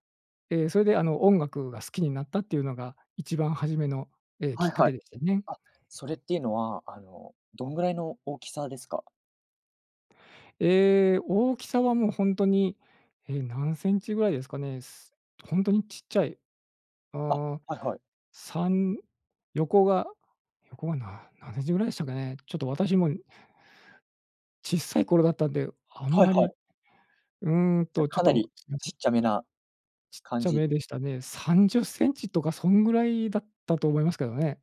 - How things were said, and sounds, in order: none
- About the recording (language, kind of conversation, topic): Japanese, podcast, 音楽と出会ったきっかけは何ですか？